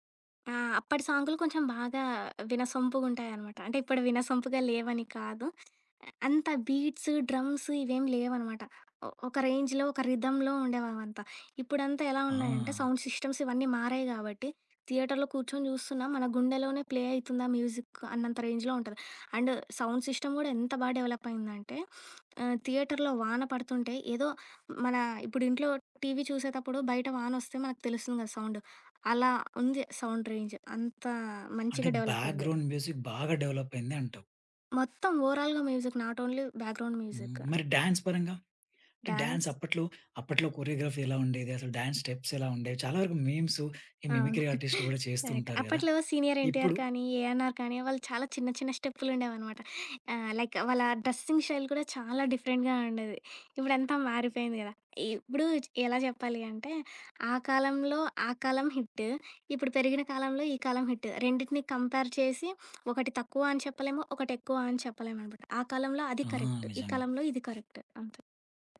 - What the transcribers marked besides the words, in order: in English: "బీట్స్, డ్రమ్స్"; in English: "రేంజ్‌లో"; in English: "రిథమ్‌లో"; in English: "సౌండ్ సిస్టమ్స్"; in English: "థియేటర్‌లో"; in English: "ప్లే"; in English: "మ్యూజిక్"; in English: "రేంజ్‌లో"; in English: "అండ్ సౌండ్ సిస్టమ్"; in English: "డెవలప్"; sniff; in English: "థియేటర్‌లో"; in English: "సౌండ్"; in English: "సౌండ్ రేంజ్"; in English: "డెవలప్"; in English: "బ్యాక్‌గ్రౌండ్ మ్యూజిక్"; in English: "డెవలప్"; other background noise; in English: "ఓవర్‌ఆల్‌గా మ్యూజిక్ నాట్ ఓన్‌లీ బ్యాక్‌గ్రౌండ్ మ్యూజిక్"; in English: "డ్యాన్స్"; in English: "డ్యాన్స్"; in English: "డ్యాన్స్"; in English: "కొరియోగ్రఫీ"; in English: "డ్యాన్స్ స్టెప్స్"; in English: "మీమ్స్"; chuckle; tapping; in English: "కరెక్ట్"; in English: "లైక్"; in English: "డ్రెస్సింగ్ స్టైల్"; in English: "డిఫరెంట్‌గా"; in English: "హిట్"; in English: "హిట్"; in English: "కంపేర్"; sniff; in English: "కరెక్ట్"; in English: "కరెక్ట్"
- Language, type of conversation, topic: Telugu, podcast, సినిమా రుచులు కాలంతో ఎలా మారాయి?